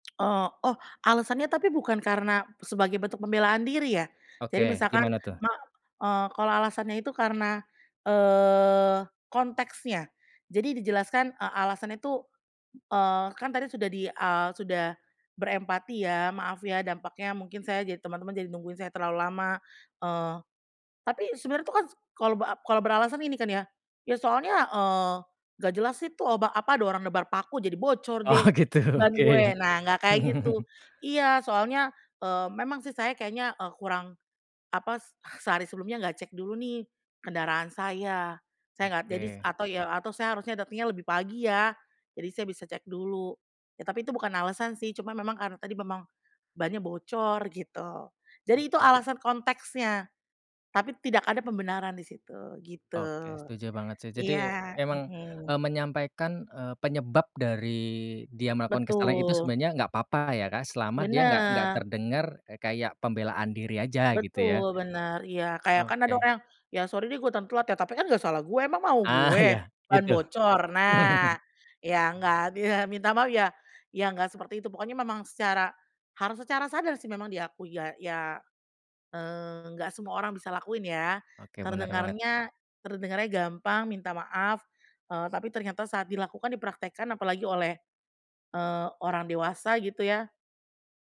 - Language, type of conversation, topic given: Indonesian, podcast, Bagaimana cara mengakui kesalahan tanpa terdengar defensif?
- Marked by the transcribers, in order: tongue click; other background noise; laughing while speaking: "Oh, gitu oke"; in English: "sorry"; chuckle